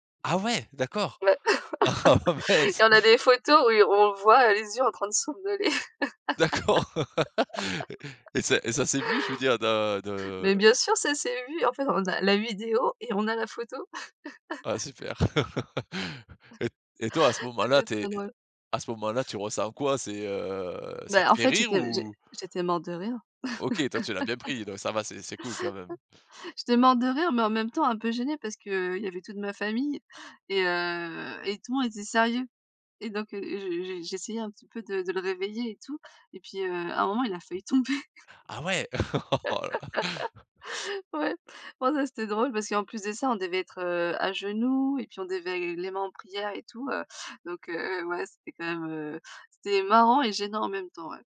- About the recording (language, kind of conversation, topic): French, podcast, Parle-nous de ton mariage ou d’une cérémonie importante : qu’est-ce qui t’a le plus marqué ?
- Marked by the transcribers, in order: laugh; laughing while speaking: "Mince !"; laughing while speaking: "D'accord"; laugh; laugh; chuckle; laugh; tapping; laughing while speaking: "tomber"; laugh; laughing while speaking: "Oh là là"